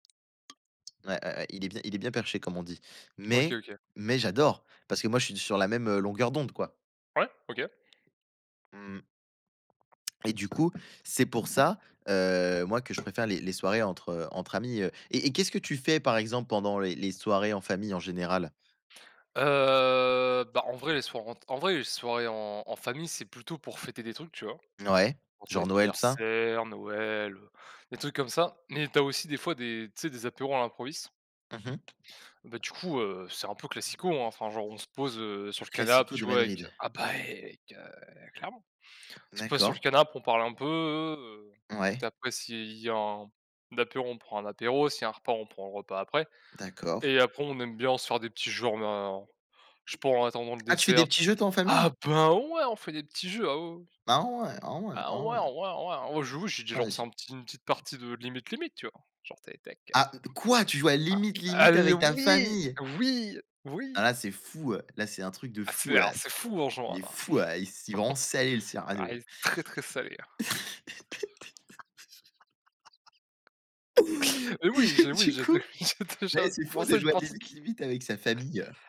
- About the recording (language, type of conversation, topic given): French, unstructured, Préférez-vous les soirées entre amis ou les moments en famille ?
- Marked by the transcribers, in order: other background noise; tapping; drawn out: "Heu"; unintelligible speech; put-on voice: "ah ouais, ouais, ouais !"; unintelligible speech; surprised: "Ah ! Quoi tu joues à Limite Limite avec ta famille ?"; anticipating: "Allez oui oui oui !"; laugh; laughing while speaking: "Du coup"; laughing while speaking: "j'ai d j'ai déjà commencé une partie"